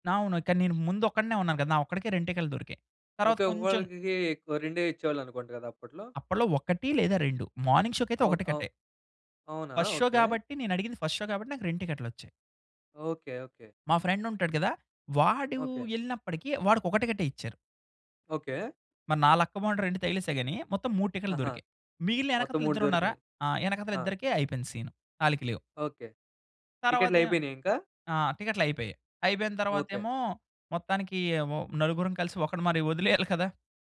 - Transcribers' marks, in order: in English: "మార్నింగ్"; in English: "ఫస్ట్ షో"; in English: "ఫస్ట్ షో"
- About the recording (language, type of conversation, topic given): Telugu, podcast, ఒక సినిమా మీ దృష్టిని ఎలా మార్చిందో చెప్పగలరా?